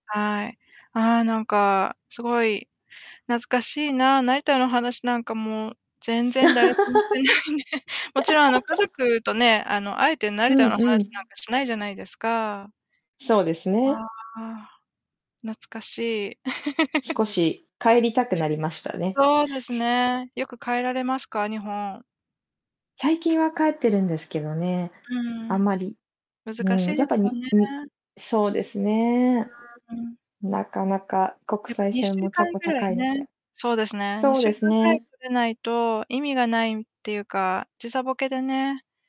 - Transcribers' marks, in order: distorted speech; laughing while speaking: "ないね"; laugh; laugh
- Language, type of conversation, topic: Japanese, unstructured, 地元の料理でおすすめの一品は何ですか？